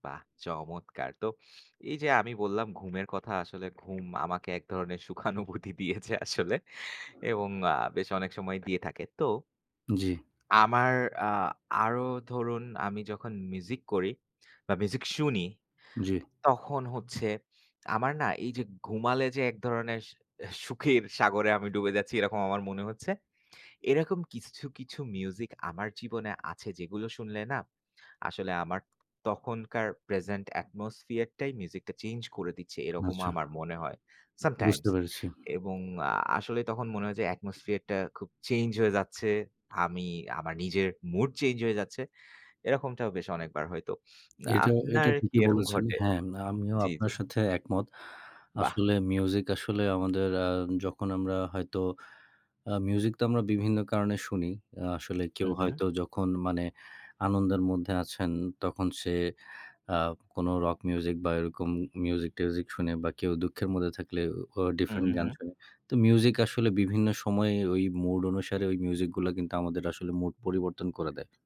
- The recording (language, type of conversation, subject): Bengali, unstructured, সঙ্গীত আপনার জীবনে কী ভূমিকা পালন করে?
- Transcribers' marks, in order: other background noise; laughing while speaking: "সুখানুভূতি দিয়েছে আসলে"; in English: "প্রেজেন্ট অ্যাটমসফিয়ার"; in English: "অ্যাটমসফিয়ার"